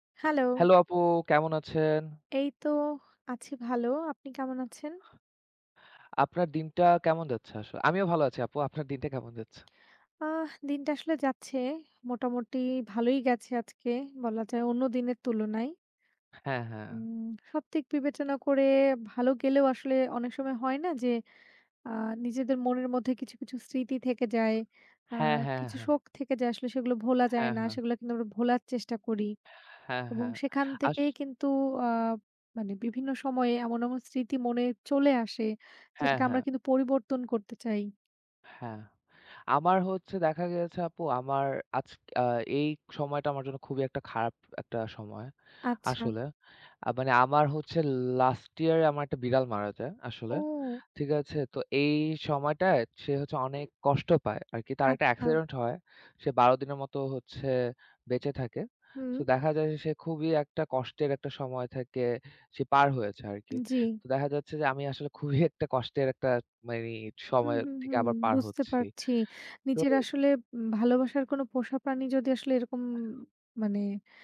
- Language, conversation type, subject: Bengali, unstructured, শোককে কীভাবে ধীরে ধীরে ভালো স্মৃতিতে রূপান্তর করা যায়?
- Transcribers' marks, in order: none